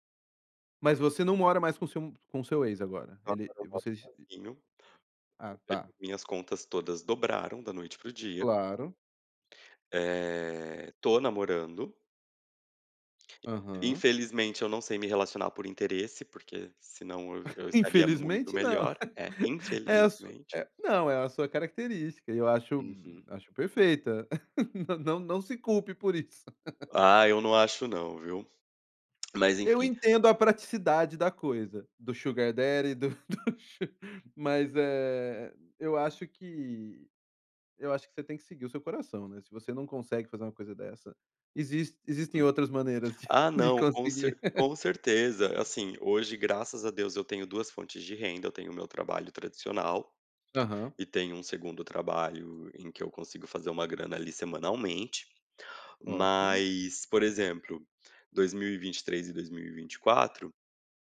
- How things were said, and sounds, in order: unintelligible speech; laugh; chuckle; laughing while speaking: "isso"; in English: "sugar daddy"; laughing while speaking: "do do su"; other noise; chuckle; tapping
- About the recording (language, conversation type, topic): Portuguese, advice, Como você lida com a ansiedade ao abrir faturas e contas no fim do mês?